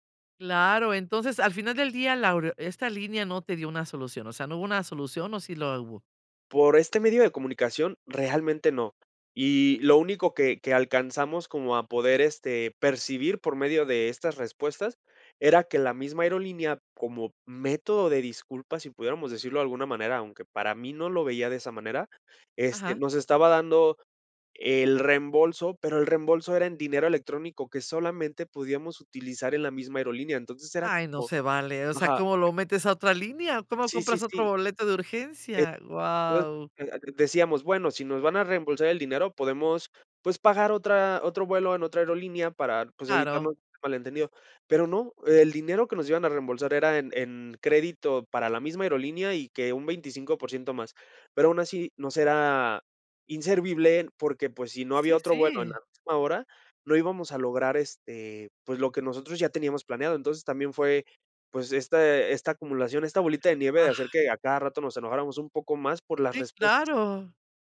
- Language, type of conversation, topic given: Spanish, podcast, ¿Alguna vez te cancelaron un vuelo y cómo lo manejaste?
- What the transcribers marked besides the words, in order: other background noise; unintelligible speech; surprised: "Guau"